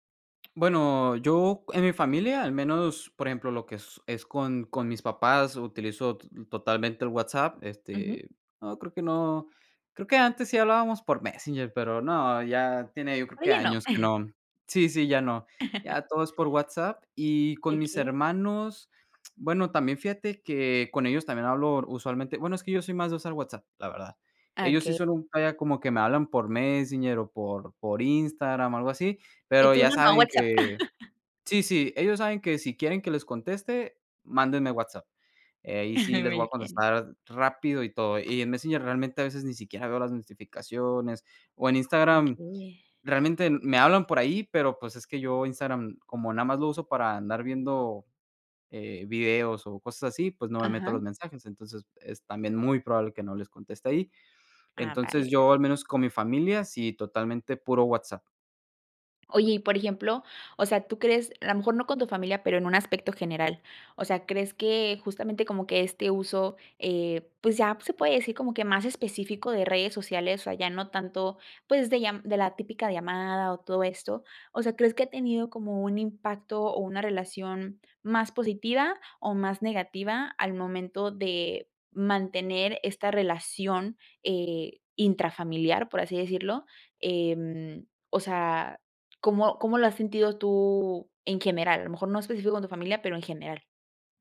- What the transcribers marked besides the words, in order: other background noise; giggle; chuckle; other noise; laugh; chuckle
- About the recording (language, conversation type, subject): Spanish, podcast, ¿Qué impacto tienen las redes sociales en las relaciones familiares?